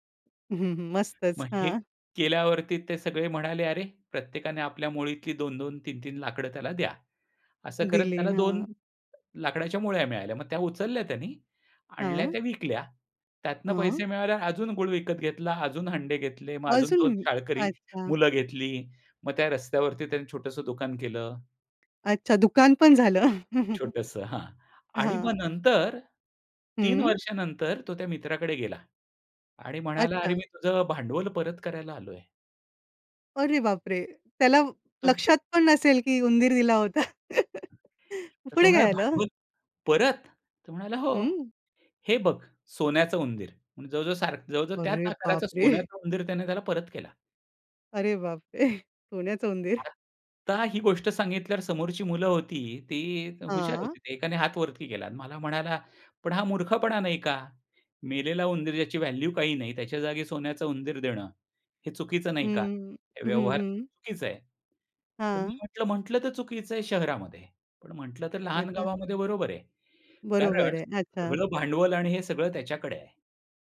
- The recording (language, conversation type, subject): Marathi, podcast, लोकांना प्रेरित करण्यासाठी तुम्ही कथा कशा वापरता?
- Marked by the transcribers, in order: tapping; other background noise; chuckle; other noise; laughing while speaking: "होता"; chuckle; surprised: "अरे बाप रे!"; laughing while speaking: "बाप रे!"; chuckle; laughing while speaking: "उंदीर"; in English: "व्हॅल्यू"